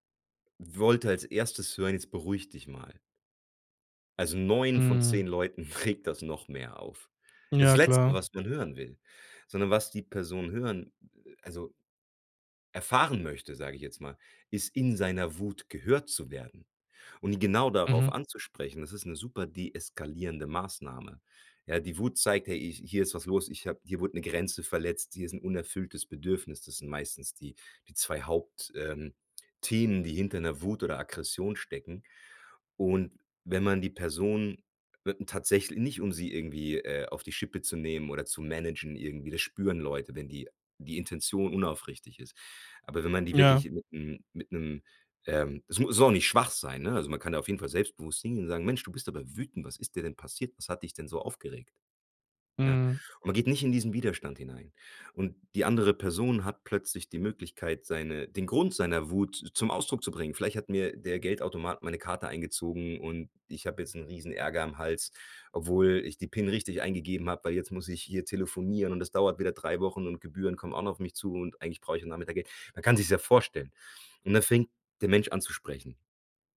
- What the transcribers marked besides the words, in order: laughing while speaking: "regt"
- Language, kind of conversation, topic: German, podcast, Wie zeigst du Empathie, ohne gleich Ratschläge zu geben?